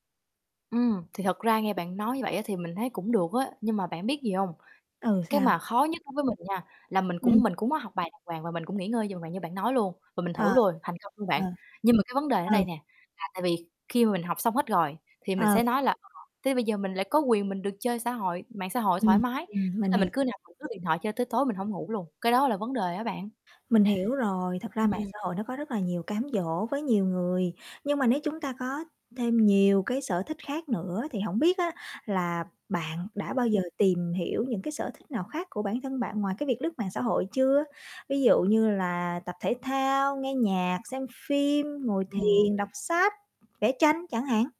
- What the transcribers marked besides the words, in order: tapping; horn; static; distorted speech; other background noise
- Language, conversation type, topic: Vietnamese, advice, Làm sao để bớt mất tập trung vì thói quen dùng điện thoại trước khi đi ngủ?